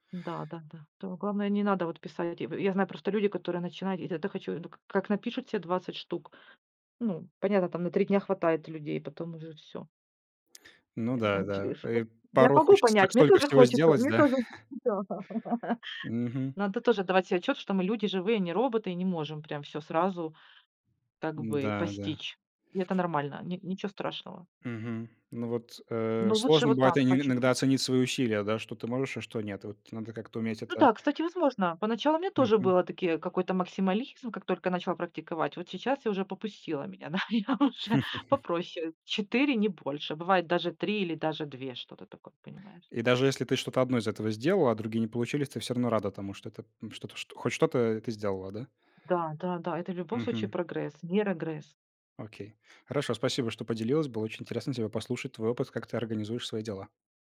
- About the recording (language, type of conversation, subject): Russian, podcast, Какие маленькие шаги реально меняют жизнь?
- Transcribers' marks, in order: chuckle; laugh; tapping; other background noise; chuckle; laughing while speaking: "да, я уже попроще"